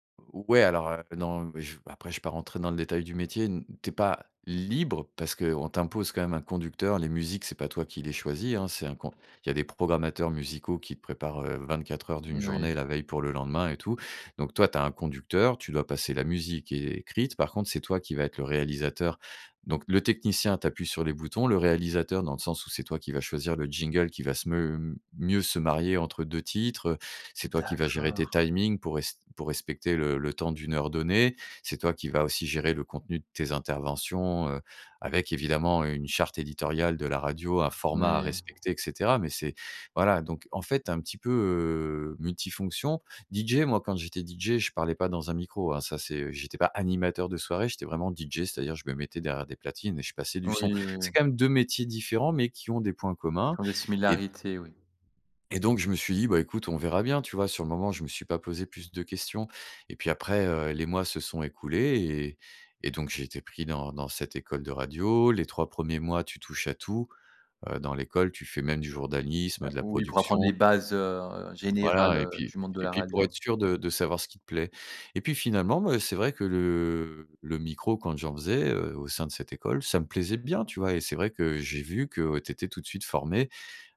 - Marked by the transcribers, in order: stressed: "libre"; tapping; stressed: "animateur"
- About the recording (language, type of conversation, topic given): French, podcast, Peux-tu me parler d’un mentor qui a tout changé pour toi ?